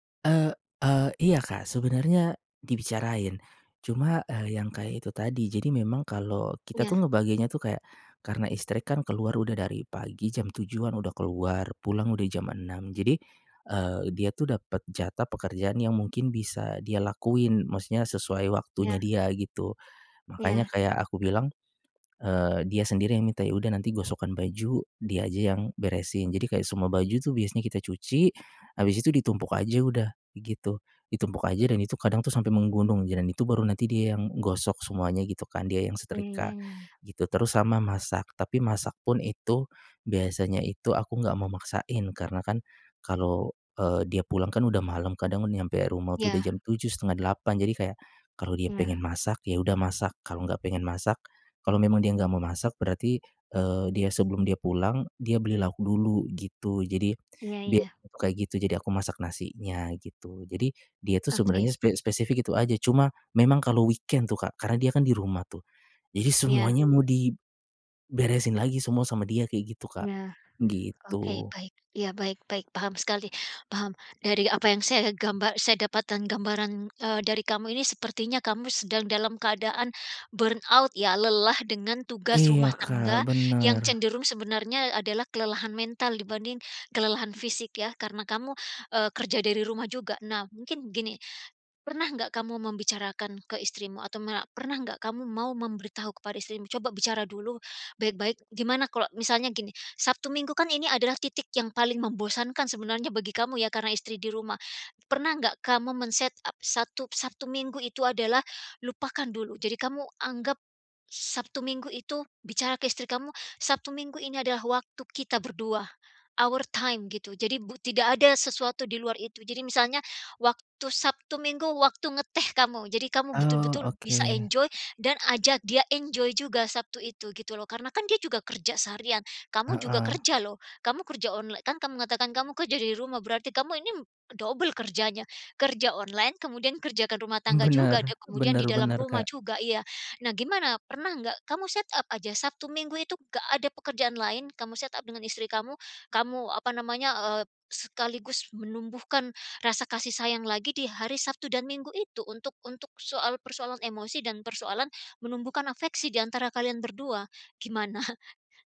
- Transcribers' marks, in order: in English: "weekend"; other background noise; in English: "burn out"; in English: "men-setup"; in English: "our time"; in English: "enjoy"; in English: "enjoy"; in English: "set up"; in English: "set up"; laughing while speaking: "gimana?"
- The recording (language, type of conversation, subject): Indonesian, advice, Bagaimana saya bisa mengatasi tekanan karena beban tanggung jawab rumah tangga yang berlebihan?
- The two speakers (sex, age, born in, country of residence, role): female, 45-49, Indonesia, United States, advisor; male, 35-39, Indonesia, Indonesia, user